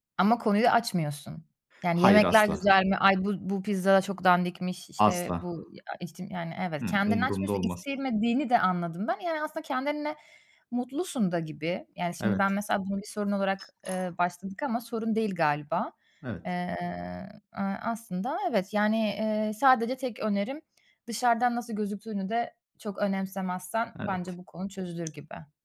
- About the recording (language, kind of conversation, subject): Turkish, advice, Kutlamalarda kendimi yalnız ve dışlanmış hissettiğimde ne yapmalıyım?
- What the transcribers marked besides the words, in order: other background noise; tapping